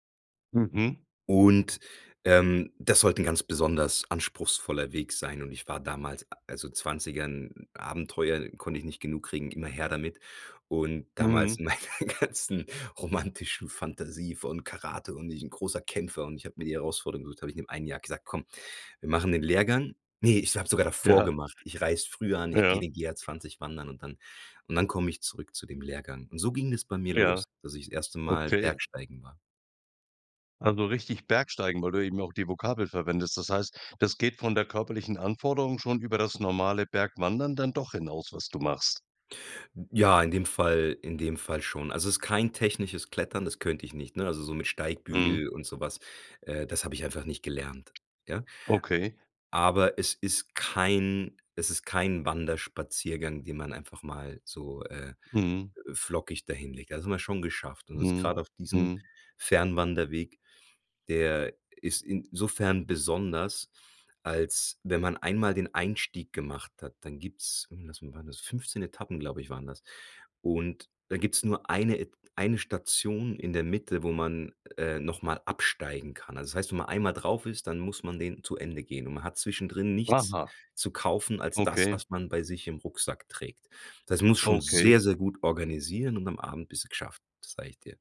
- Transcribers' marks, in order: laughing while speaking: "meiner ganzen romantischen"; laughing while speaking: "Ja"; other noise; stressed: "sehr"
- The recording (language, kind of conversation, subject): German, podcast, Welcher Ort hat dir innere Ruhe geschenkt?